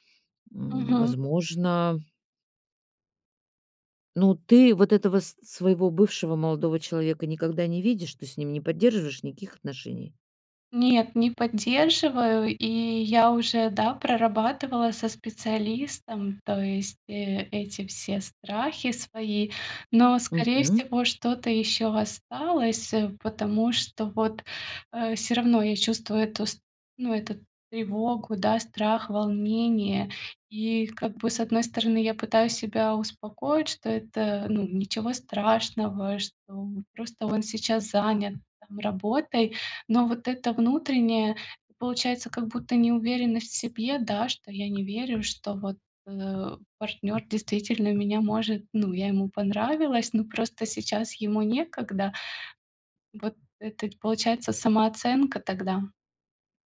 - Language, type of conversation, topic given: Russian, advice, Как перестать бояться, что меня отвергнут и осудят другие?
- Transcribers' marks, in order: tapping; other background noise